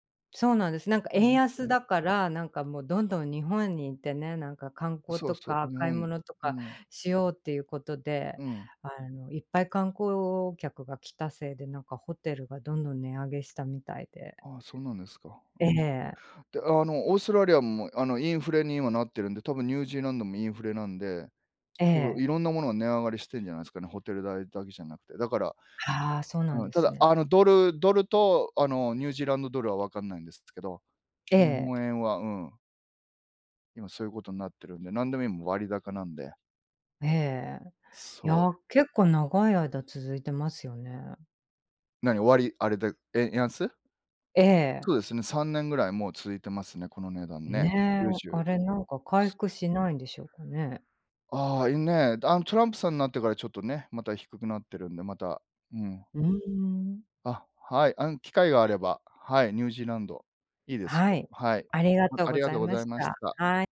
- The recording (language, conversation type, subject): Japanese, unstructured, あなたの理想の旅行先はどこですか？
- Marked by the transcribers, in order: other background noise; tapping